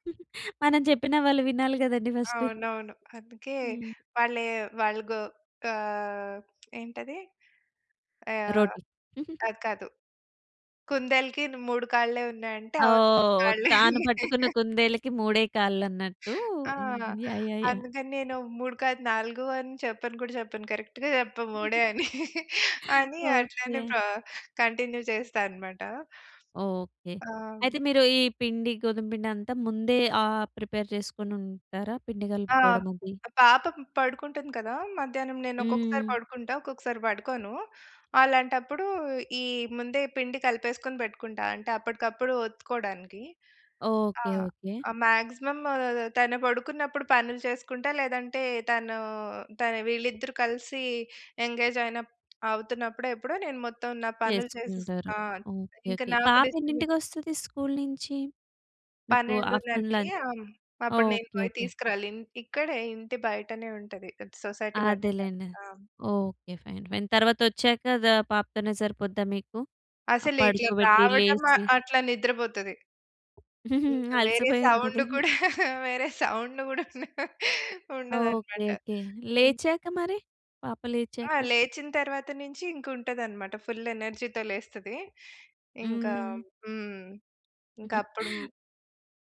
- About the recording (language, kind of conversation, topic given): Telugu, podcast, మీ ఉదయపు దినచర్య ఎలా ఉంటుంది, సాధారణంగా ఏమేమి చేస్తారు?
- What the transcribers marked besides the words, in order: chuckle; in English: "ఫస్ట్"; giggle; laugh; other noise; in English: "కరెక్ట్‌గా"; chuckle; laugh; in English: "కంటిన్యూ"; in English: "ప్రిపేర్"; in English: "మాక్సిమం"; in English: "ఎంగేజ్"; in English: "స్కూల్"; in English: "ఆఫ్టర్‌నున్"; in English: "సొసైటీ"; in English: "ఫైన్ ఫైన్"; laughing while speaking: "అలసిపోయి ఉంటది"; laughing while speaking: "వేరే సౌండ్ కూడా వేరే సౌండ్ కూడా ఉండ ఉండదన్నమాట"; in English: "సౌండ్"; in English: "సౌండ్"; in English: "ఫుల్ ఎనర్జీ‌తో"; chuckle